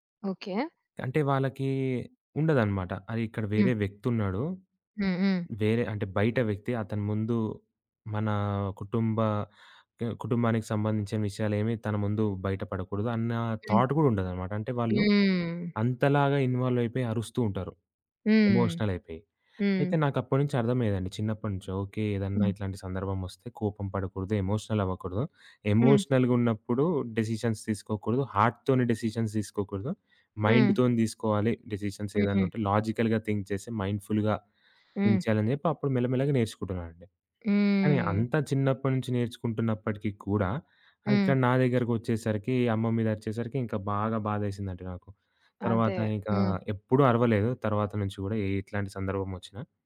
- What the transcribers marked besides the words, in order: in English: "థాట్"; in English: "ఇన్‌వాల్వ్"; in English: "ఎమోషనల్"; in English: "ఎమోషనల్"; in English: "డెసిషన్స్"; in English: "హార్ట్‌తోని డెసిషన్స్"; in English: "మైండ్‌తోని"; other background noise; in English: "డెసిషన్స్"; in English: "లాజికల్‌గా థింక్"; in English: "మైండ్‌ఫుల్‌గా"
- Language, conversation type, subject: Telugu, podcast, సోషియల్ జీవితం, ఇంటి బాధ్యతలు, పని మధ్య మీరు ఎలా సంతులనం చేస్తారు?